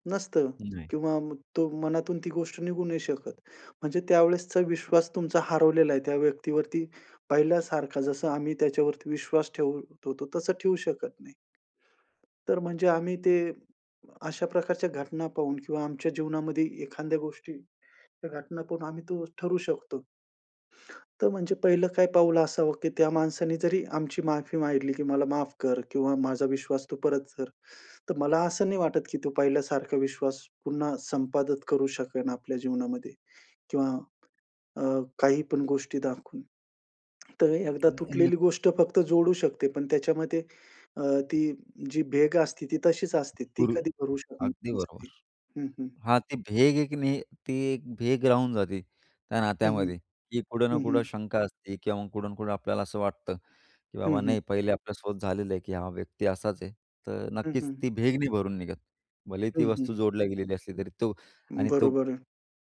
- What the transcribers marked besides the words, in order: other background noise; tapping
- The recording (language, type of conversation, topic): Marathi, podcast, विश्वास एकदा हरवला की तो पुन्हा कसा मिळवता येईल?